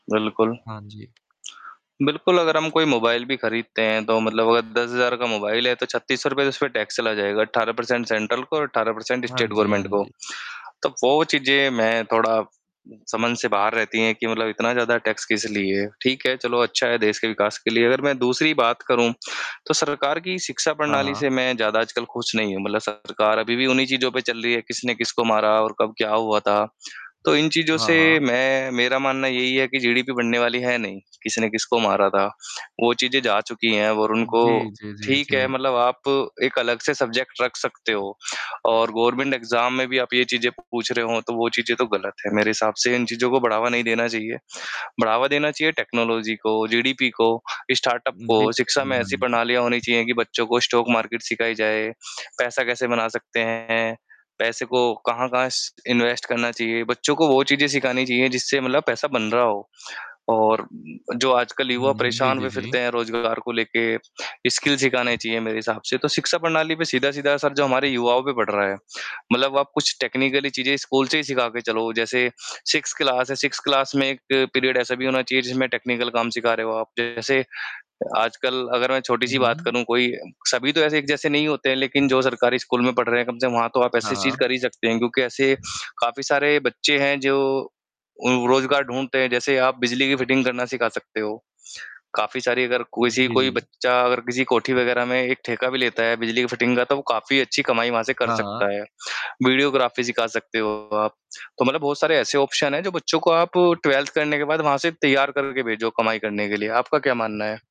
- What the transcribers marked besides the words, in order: static; tapping; in English: "परसेंट सेंट्रल"; in English: "परसेंट स्टेट गवर्नमेंट"; distorted speech; in English: "सब्जेक्ट"; other background noise; in English: "गवर्नमेंट एग्ज़ाम"; in English: "टेक्नोलॉज़ी"; in English: "स्टार्टअप"; in English: "स्टॉक मार्केट"; in English: "इन्वेस्ट"; in English: "स्किल्स"; in English: "टेक्निकली"; in English: "सिक्स्थ क्लास"; in English: "सिक्स्थ क्लास"; in English: "टेक्निकल"; in English: "फिटिंग"; in English: "फिटिंग"; in English: "वीडियोग्राफ़ी"; in English: "ऑप्शन"; in English: "ट्वेल्फ्थ"
- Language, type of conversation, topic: Hindi, unstructured, सरकार की नीतियों का आम आदमी पर क्या असर पड़ता है?